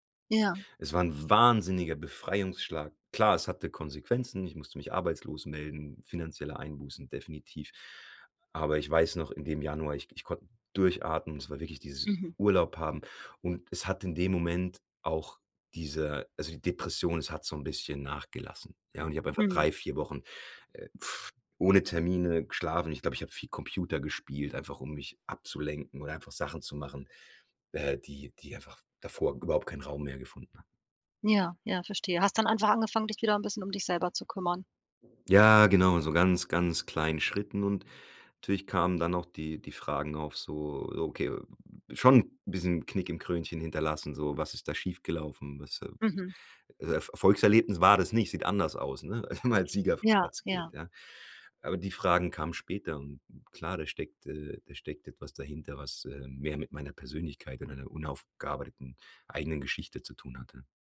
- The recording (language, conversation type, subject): German, podcast, Wie merkst du, dass du kurz vor einem Burnout stehst?
- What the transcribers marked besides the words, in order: lip trill; other background noise; chuckle